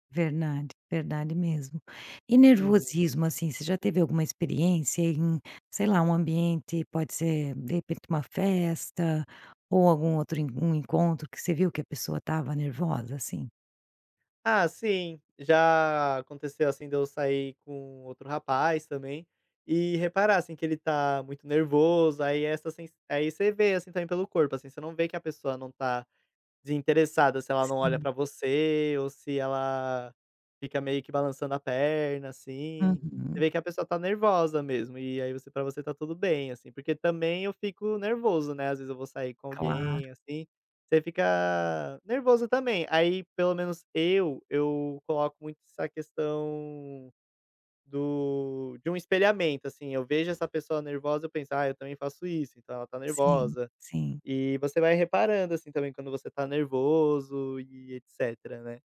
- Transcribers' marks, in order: none
- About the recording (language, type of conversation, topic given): Portuguese, podcast, Como diferenciar, pela linguagem corporal, nervosismo de desinteresse?